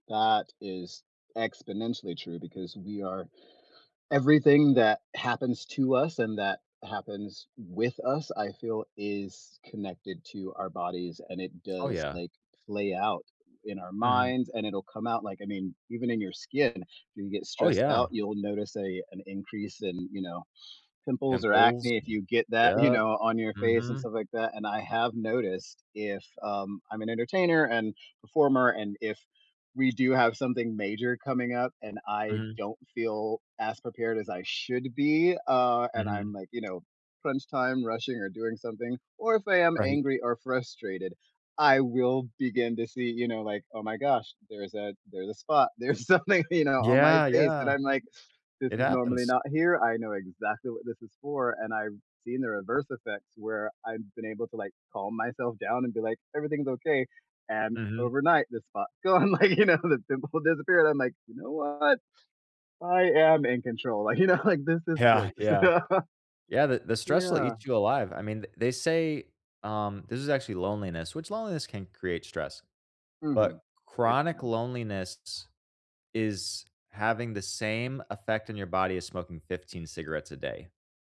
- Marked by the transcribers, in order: unintelligible speech; tapping; laughing while speaking: "there's something"; laughing while speaking: "gone, like, you know, the pimple disappeared"; laughing while speaking: "you know"; laughing while speaking: "so"
- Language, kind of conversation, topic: English, unstructured, What are healthy ways to express anger or frustration?